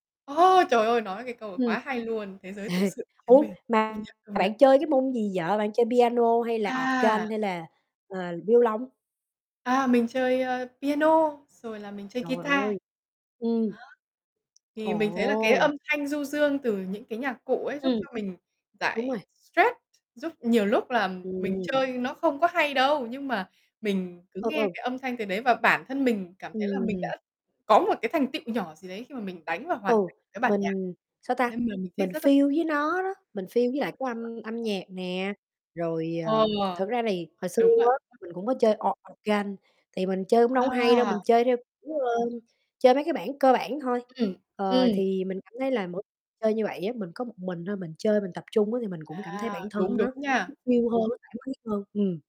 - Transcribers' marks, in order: other background noise; static; distorted speech; tapping; in English: "feel"; in English: "feel"; unintelligible speech; in English: "feel"
- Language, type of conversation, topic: Vietnamese, unstructured, Điều gì khiến bạn cảm thấy mình thật sự là chính mình?